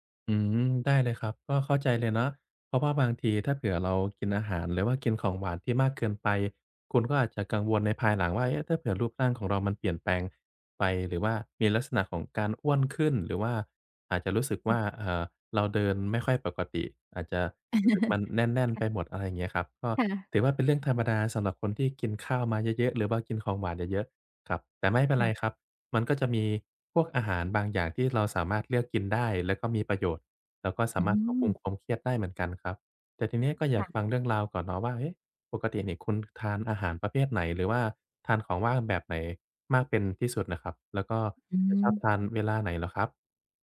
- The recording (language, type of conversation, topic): Thai, advice, ควรเลือกอาหารและของว่างแบบไหนเพื่อช่วยควบคุมความเครียด?
- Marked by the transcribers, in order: other background noise; chuckle; tapping; other noise